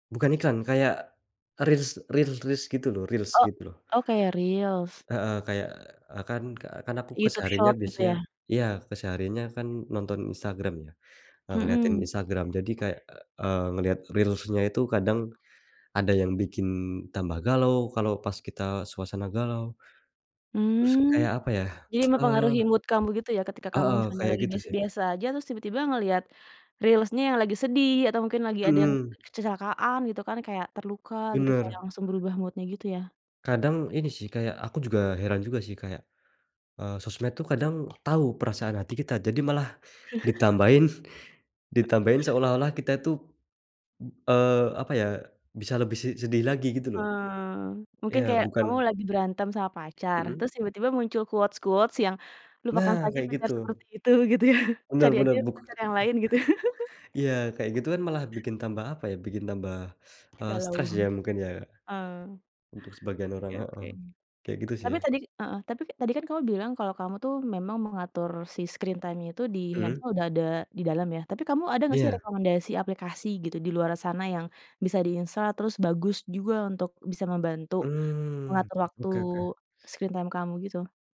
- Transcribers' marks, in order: tapping; tsk; other background noise; in English: "mood-nya"; laugh; in English: "quotes-quotes"; laughing while speaking: "gitu ya"; laugh; laughing while speaking: "gitu?"; laugh; teeth sucking; in English: "screen time-nya"; in English: "screen time"
- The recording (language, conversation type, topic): Indonesian, podcast, Bagaimana kamu mengatur waktu penggunaan layar setiap hari?